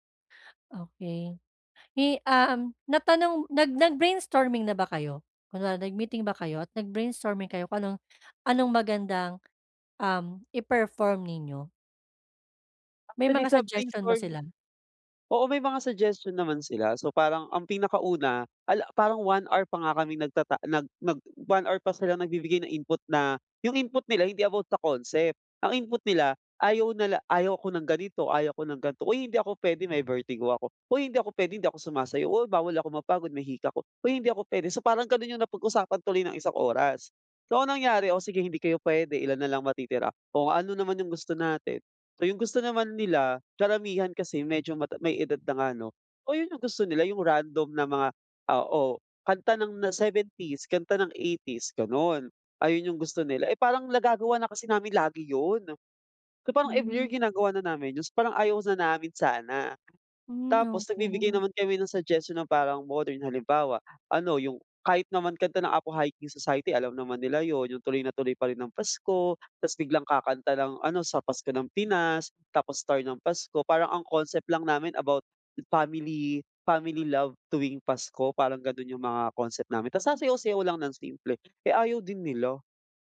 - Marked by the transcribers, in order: other background noise
- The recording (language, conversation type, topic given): Filipino, advice, Paano ko haharapin ang hindi pagkakasundo ng mga interes sa grupo?